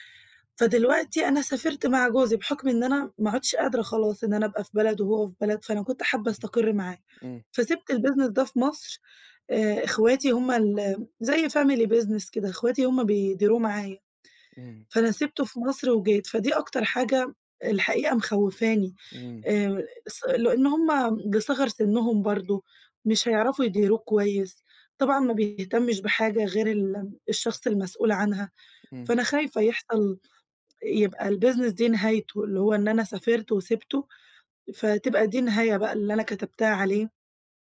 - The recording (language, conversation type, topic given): Arabic, advice, صعوبة قبول التغيير والخوف من المجهول
- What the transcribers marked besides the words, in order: other noise; in English: "الbusiness"; in English: "family business"; tapping; in English: "الbusiness"